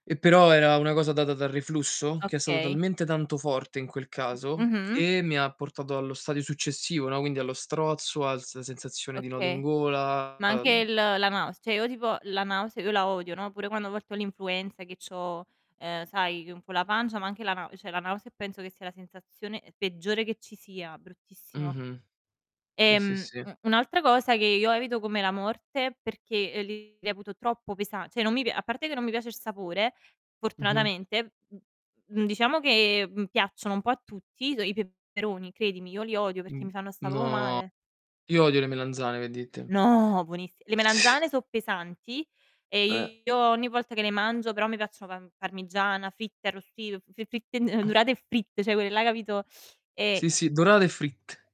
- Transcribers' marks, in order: "Okay" said as "oka"; distorted speech; "cioè" said as "ceh"; "cioè" said as "ceh"; drawn out: "no"; "proprio" said as "popo"; stressed: "No"; other noise; "cioè" said as "ceh"
- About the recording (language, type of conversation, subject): Italian, unstructured, Eviti certi piatti per paura di un’intossicazione alimentare?